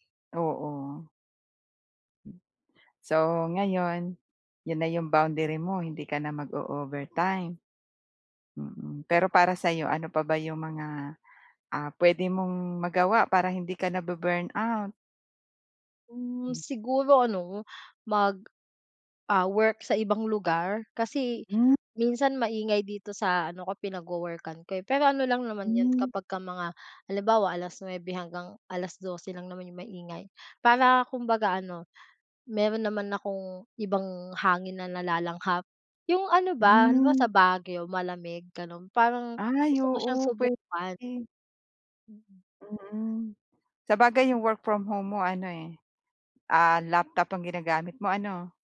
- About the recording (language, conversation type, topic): Filipino, advice, Paano ako makapagtatakda ng malinaw na hangganan sa oras ng trabaho upang maiwasan ang pagkasunog?
- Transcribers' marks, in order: other background noise; in English: "boundary"; unintelligible speech; drawn out: "mong"